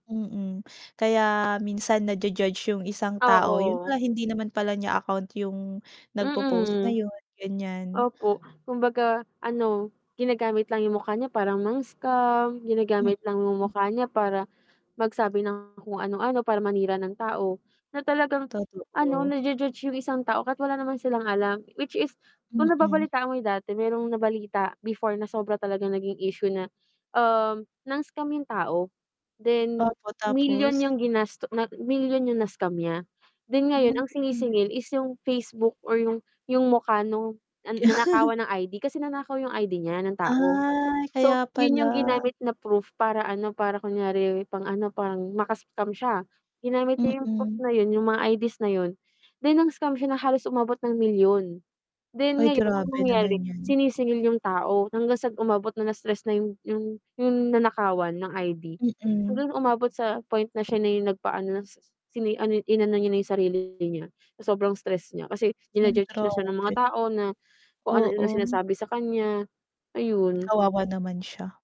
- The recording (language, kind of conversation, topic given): Filipino, unstructured, Paano nakaaapekto ang midyang panlipunan sa ating mga relasyon?
- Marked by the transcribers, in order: other background noise; distorted speech; static; tapping; chuckle